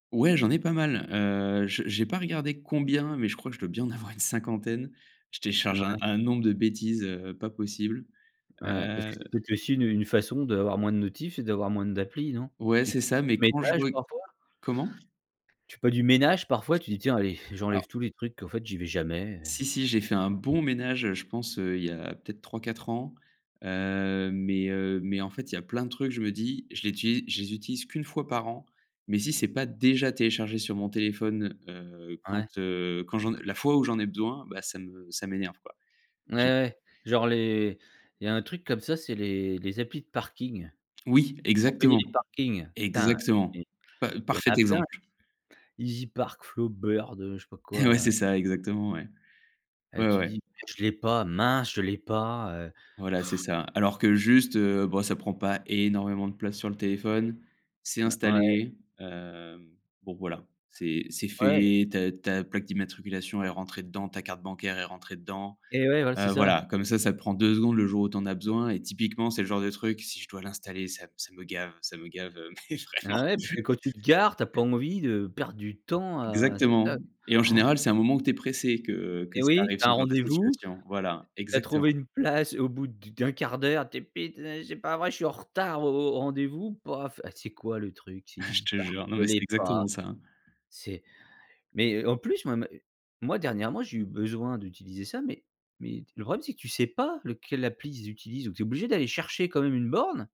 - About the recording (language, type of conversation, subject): French, podcast, Comment gères-tu le flux d’informations qui arrive sans arrêt sur ton téléphone ?
- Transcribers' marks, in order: laughing while speaking: "en avoir une cinquantaine"; unintelligible speech; other background noise; stressed: "bon"; stressed: "Exactement"; laughing while speaking: "Ouais"; blowing; stressed: "énormément"; tapping; laughing while speaking: "mais vraiment"; stressed: "gares"; gasp; chuckle